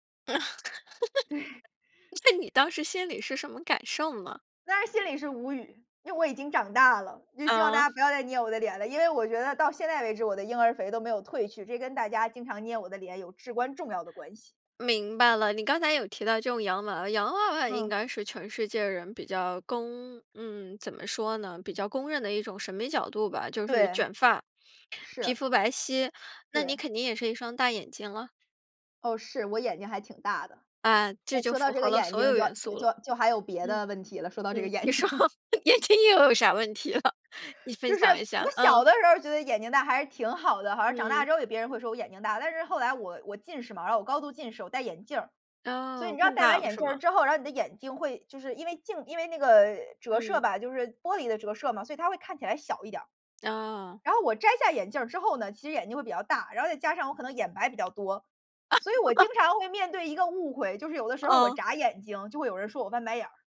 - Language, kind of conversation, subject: Chinese, podcast, 你曾因外表被误解吗？
- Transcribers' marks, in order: laugh; laughing while speaking: "对"; other background noise; laughing while speaking: "眼睛"; laughing while speaking: "说，眼睛又有啥问题了？"; tapping; laugh